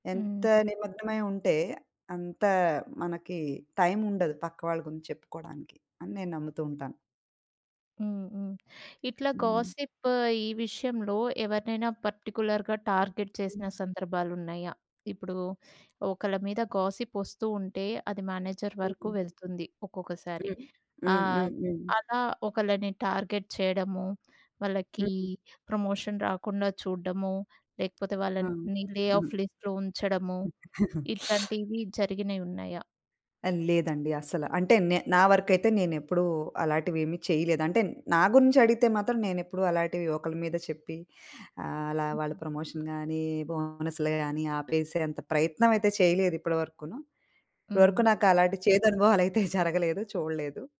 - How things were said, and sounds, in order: in English: "గాసిప్"; in English: "పర్టిక్యులర్‌గా టార్గెట్"; in English: "గాసిప్"; in English: "మేనేజర్"; in English: "టార్గెట్"; in English: "ప్రమోషన్"; tapping; in English: "లే ఆఫ్ లిస్ట్‌లో"; chuckle; teeth sucking; in English: "వర్క్"; in English: "ప్రమోషన్"; chuckle
- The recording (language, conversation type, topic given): Telugu, podcast, ఆఫీసు సంభాషణల్లో గాసిప్‌ను నియంత్రించడానికి మీ సలహా ఏమిటి?